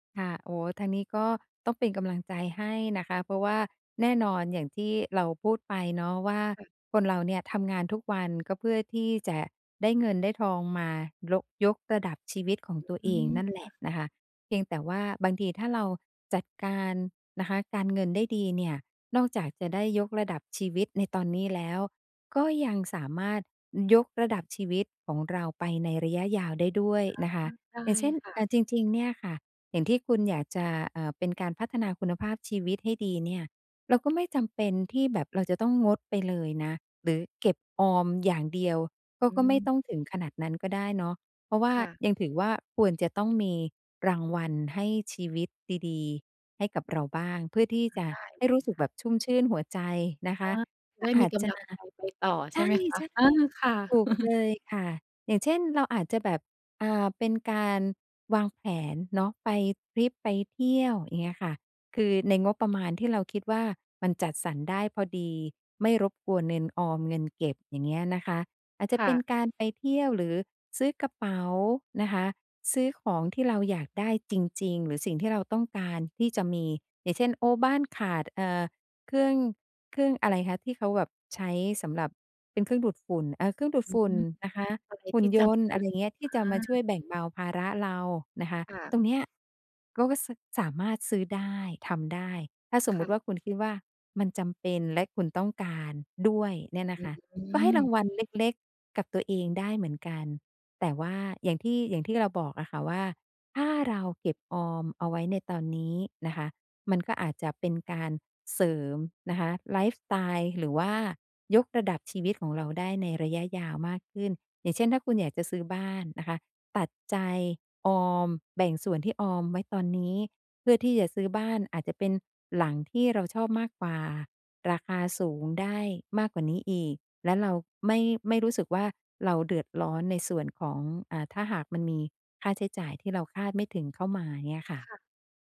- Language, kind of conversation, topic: Thai, advice, ได้ขึ้นเงินเดือนแล้ว ควรยกระดับชีวิตหรือเพิ่มเงินออมดี?
- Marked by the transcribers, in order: other background noise; chuckle